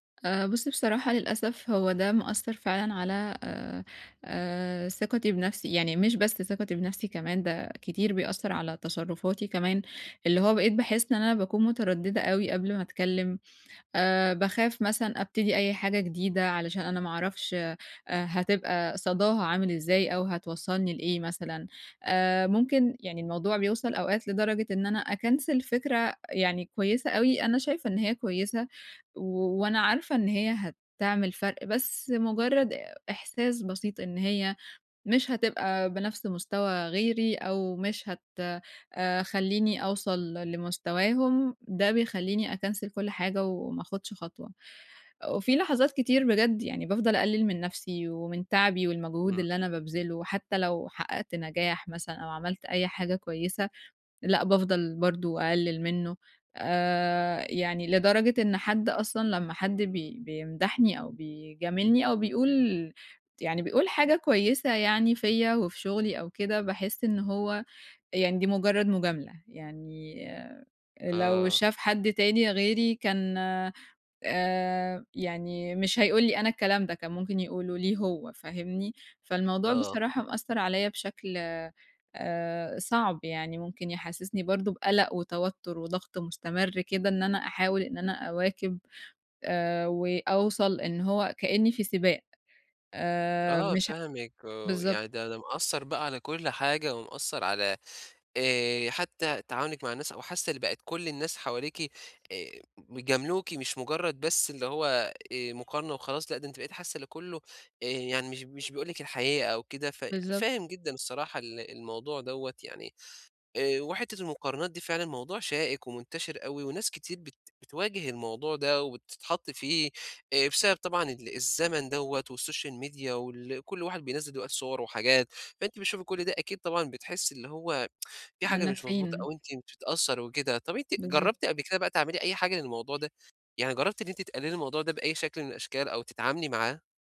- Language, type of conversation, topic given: Arabic, advice, إزاي أبني ثقتي في نفسي من غير ما أقارن نفسي بالناس؟
- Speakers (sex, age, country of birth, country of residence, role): female, 20-24, Egypt, Egypt, user; male, 20-24, Egypt, Egypt, advisor
- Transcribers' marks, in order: "تصرُّفاتي" said as "تشرُّفاتي"; other background noise; in English: "أكنسل"; in English: "أكنسل"; in English: "والSocial media"; tsk; horn